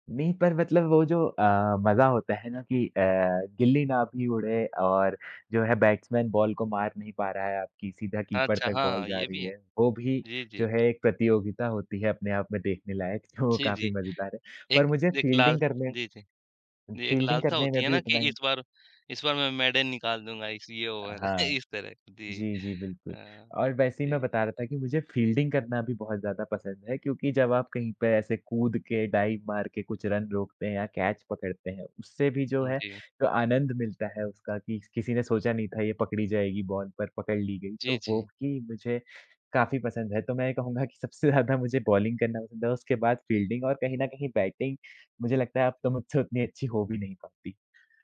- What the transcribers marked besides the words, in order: in English: "बैट्समैन बॉल"; in English: "कीपर"; in English: "बॉल"; tapping; laughing while speaking: "जो काफ़ी"; in English: "फील्डिंग"; in English: "फील्डिंग"; in English: "मेडन"; chuckle; in English: "फील्डिंग"; in English: "डाइव"; in English: "बॉल"; laughing while speaking: "सबसे ज़्यादा मुझे"; in English: "बॉलिंग"; in English: "फील्डिंग"; in English: "बैटिंग"; other background noise
- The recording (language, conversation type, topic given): Hindi, unstructured, खेल खेलना हमारे जीवन में किस तरह मदद करता है?